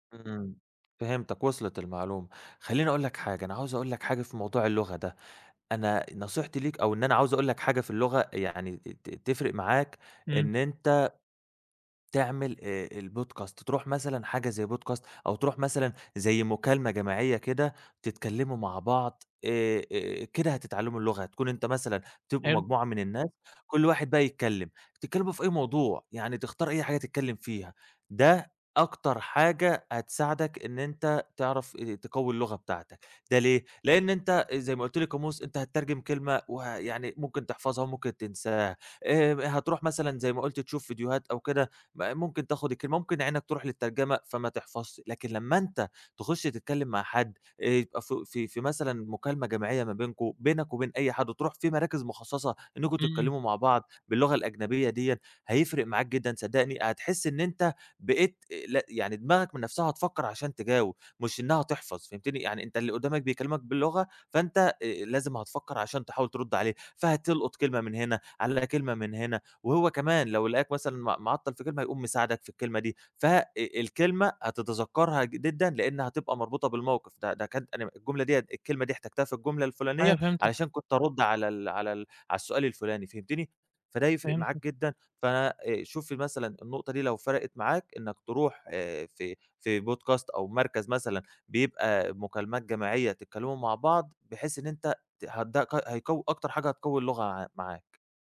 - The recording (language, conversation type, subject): Arabic, advice, إزاي أتعامل مع زحمة المحتوى وألاقي مصادر إلهام جديدة لعادتي الإبداعية؟
- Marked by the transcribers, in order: tapping; in English: "البودكاست"; in English: "بودكاست"; in English: "ڨيديوهات"; "جدًا" said as "جددًا"; in English: "بودكاست"